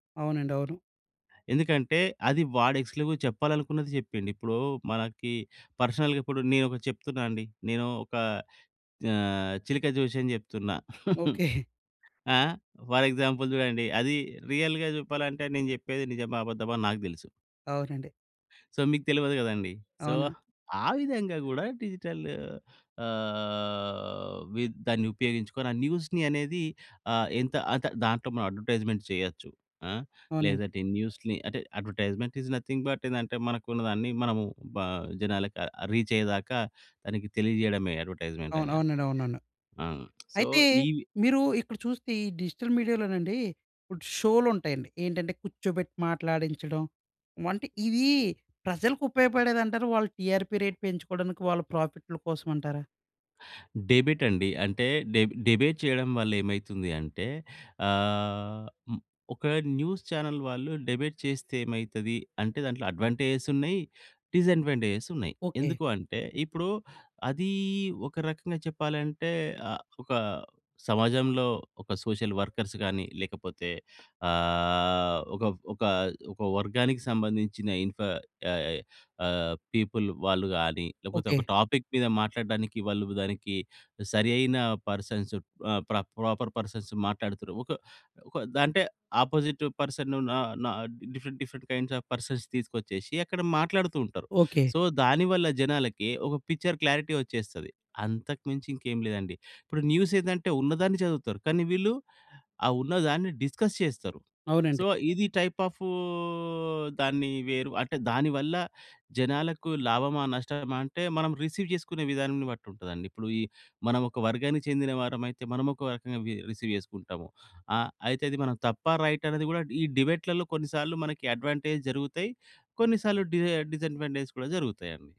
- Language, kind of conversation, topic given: Telugu, podcast, డిజిటల్ మీడియా మీ సృజనాత్మకతపై ఎలా ప్రభావం చూపుతుంది?
- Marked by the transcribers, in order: in English: "ఎక్స్‌క్లూజివ్‌గా"; in English: "పర్సనల్‌గా"; chuckle; in English: "ఫర్ ఎగ్జాంపుల్"; chuckle; in English: "రియల్‌గా"; in English: "సో"; in English: "సో"; in English: "డిజిటల్"; drawn out: "ఆహ్"; in English: "న్యూస్‌ని"; in English: "అడ్వర్‌టై‌స్‌మెంట్స్"; in English: "న్యూస్‌ని"; in English: "అడ్వర్‌టై‌స్‌మెంట్ ఈస్ నథింగ్ బట్"; in English: "రీచ్"; in English: "అడ్వర్‌టై‌స్‌మెంట్"; tapping; in English: "సో"; in English: "టీఆర్పీ రేట్"; in English: "డిబేట్"; in English: "న్యూస్ చానెల్"; in English: "డిబేట్"; in English: "అడ్వాంటేజెస్"; in English: "డిసడ్వాంటేజెస్"; in English: "సోషల్ వర్కర్స్"; drawn out: "ఆహ్"; in English: "పీపుల్"; in English: "టాపిక్"; in English: "పర్సన్స్"; in English: "ప్ర ప్రాపర్ పర్సన్స్"; in English: "అపోజిట్ పర్సన్"; in English: "డిఫరెంట్ డిఫరెంట్ కైండ్స్ ఆ‌ఫ్ పర్సన్స్"; in English: "సో"; in English: "పిక్చర్ క్లారిటీ"; in English: "న్యూస్"; in English: "డిస్కస్"; in English: "సో"; in English: "టైప్ ఆ‌ఫ్"; drawn out: "ఆ‌ఫ్"; in English: "రిసీవ్"; in English: "రిసీవ్"; in English: "అడ్వాంటేజ్"; in English: "డిస డిసాడ్వాంటేజస్"